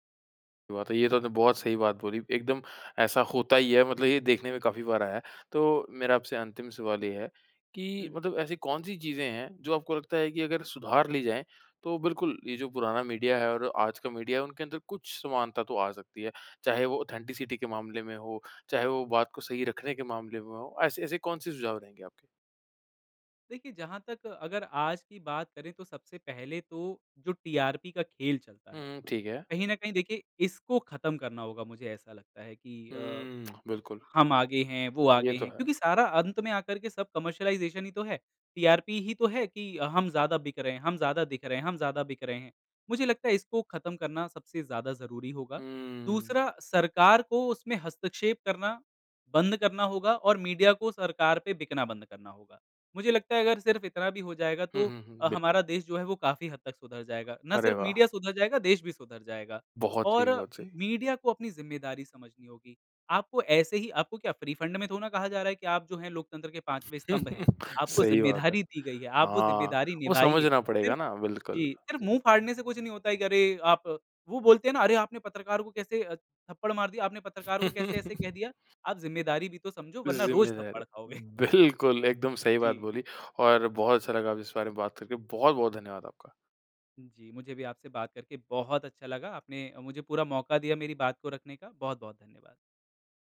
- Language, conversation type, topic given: Hindi, podcast, तुम्हारे मुताबिक़ पुराने मीडिया की कौन-सी बात की कमी आज महसूस होती है?
- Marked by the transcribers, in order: in English: "ऑथेंटिसिटी"; in English: "टीआरपी"; other noise; in English: "कमर्शियलाइज़ेशन"; in English: "टीआरपी"; in English: "फ़्री फ़ंड"; chuckle; tapping; chuckle; laughing while speaking: "बिल्कुल"; chuckle